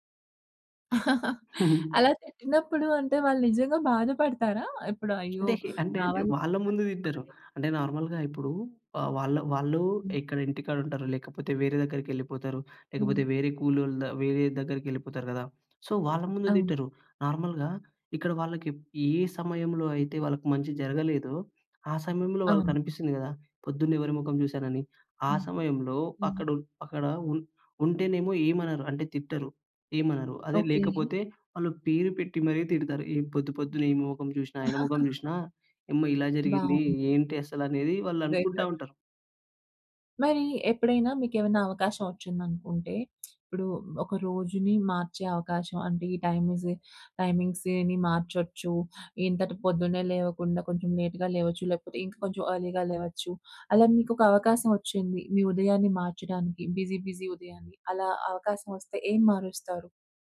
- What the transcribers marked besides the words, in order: laugh; chuckle; other background noise; unintelligible speech; in English: "నార్మల్‌గా"; in English: "సో"; in English: "నార్మల్‌గా"; laugh; unintelligible speech; lip smack; in English: "టైమింగ్స్"; in English: "లేట్‌గా"; in English: "అర్లీగా"; in English: "బిజీ, బిజీ"
- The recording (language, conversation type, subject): Telugu, podcast, మీ కుటుంబం ఉదయం ఎలా సిద్ధమవుతుంది?